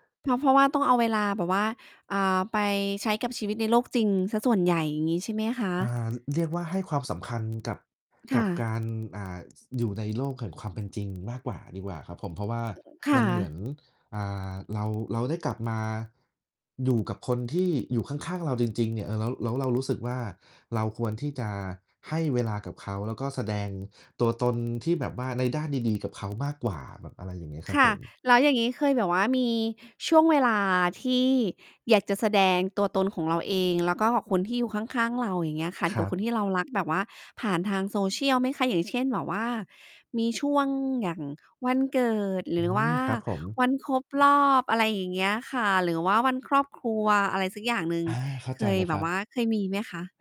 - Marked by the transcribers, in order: distorted speech; other background noise; tapping
- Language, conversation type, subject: Thai, unstructured, เมื่อคุณอยากแสดงความเป็นตัวเอง คุณมักจะทำอย่างไร?